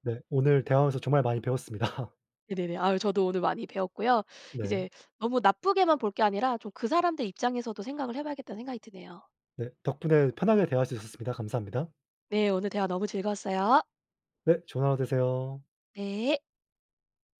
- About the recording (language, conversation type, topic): Korean, unstructured, 다양한 문화가 공존하는 사회에서 가장 큰 도전은 무엇일까요?
- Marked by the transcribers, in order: laugh